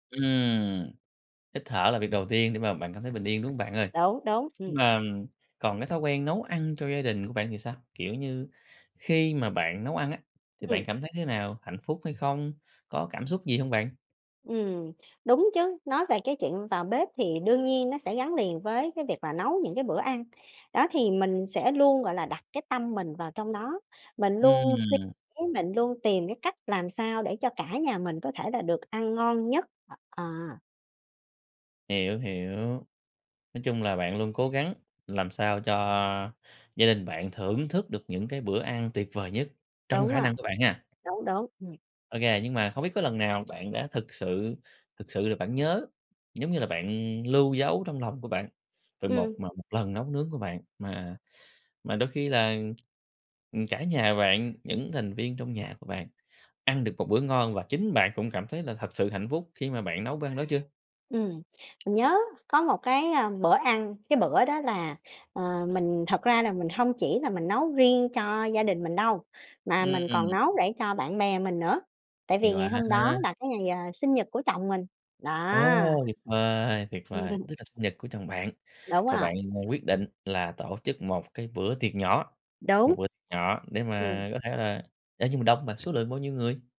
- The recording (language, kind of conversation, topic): Vietnamese, podcast, Bạn có thói quen nào trong bếp giúp bạn thấy bình yên?
- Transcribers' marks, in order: tapping; other background noise; chuckle